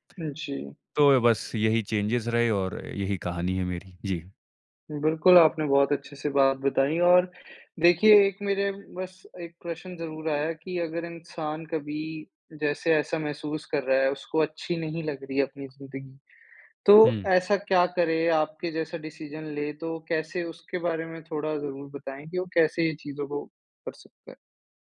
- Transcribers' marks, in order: in English: "डिसीज़न"
- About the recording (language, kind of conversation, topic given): Hindi, podcast, क्या आप कोई ऐसा पल साझा करेंगे जब आपने खामोशी में कोई बड़ा फैसला लिया हो?